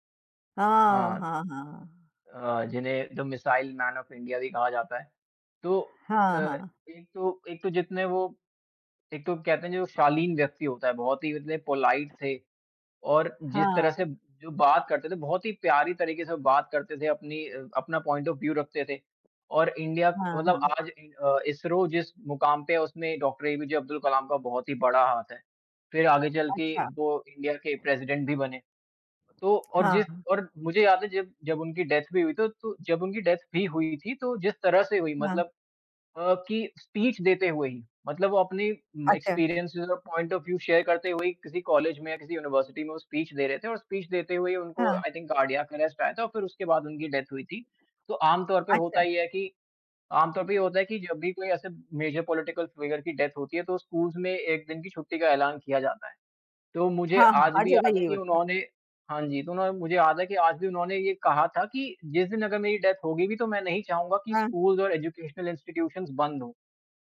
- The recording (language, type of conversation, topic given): Hindi, unstructured, आपके जीवन में सबसे प्रेरणादायक व्यक्ति कौन रहा है?
- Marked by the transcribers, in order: in English: "द मिसाइल मैन ऑफ इंडिया"; tapping; in English: "पोलाइट"; other background noise; in English: "पॉइंट ऑफ व्यू"; in English: "प्रेसिडेंट"; in English: "डेथ"; in English: "डेथ"; in English: "स्पीच"; in English: "एक्सपीरियंसज़"; in English: "पॉइंट ऑफ व्यू शेयर"; in English: "यूनिवर्सिटी"; in English: "स्पीच"; in English: "स्पीच"; in English: "आई थिंक कार्डियक अर्रेस्ट"; in English: "डेथ"; in English: "मेजर पॉलिटिकल फिगर"; in English: "डेथ"; in English: "स्कूल्स"; in English: "डेथ"; in English: "स्कूल्स"; in English: "एजुकेशनल इंस्टिट्यूशन्स"